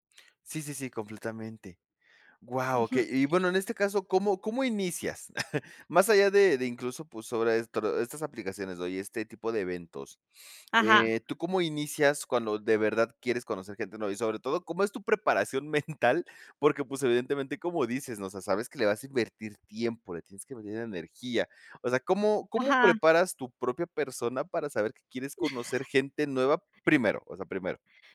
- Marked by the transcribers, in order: chuckle; laughing while speaking: "mental?"; chuckle
- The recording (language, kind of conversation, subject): Spanish, podcast, ¿Qué consejos darías para empezar a conocer gente nueva?